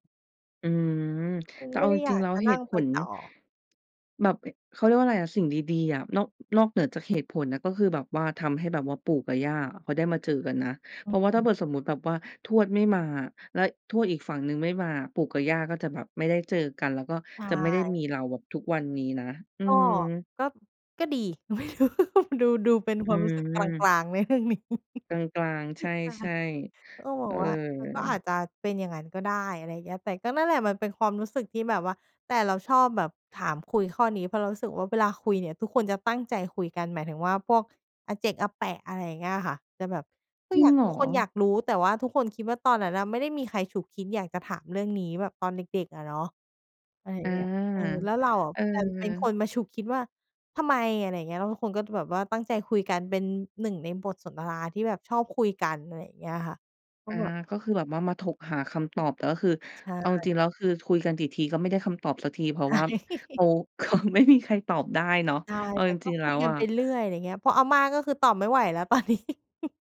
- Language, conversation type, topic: Thai, podcast, ถ้าคุณมีโอกาสถามบรรพบุรุษได้เพียงหนึ่งคำถาม คุณอยากถามอะไร?
- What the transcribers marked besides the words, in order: other noise; tapping; laughing while speaking: "ไม่รู้"; laughing while speaking: "ในเรื่องนี้ ใช่"; laughing while speaking: "ใช่"; chuckle; laughing while speaking: "เขา"; laughing while speaking: "ตอนนี้"; chuckle